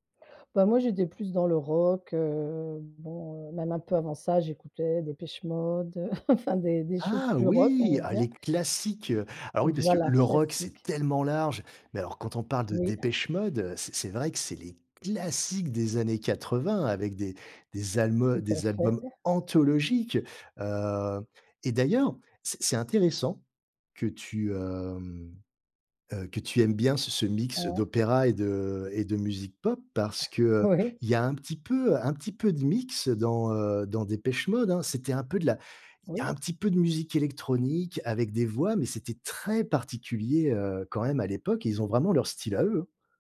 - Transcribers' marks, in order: chuckle; stressed: "tellement"; stressed: "classiques"; "albums" said as "almums"; stressed: "anthologiques"; drawn out: "hem"; chuckle; laughing while speaking: "Oui"; tapping
- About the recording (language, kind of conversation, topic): French, podcast, Parle-moi d’une chanson qui t’a fait découvrir un nouvel univers musical ?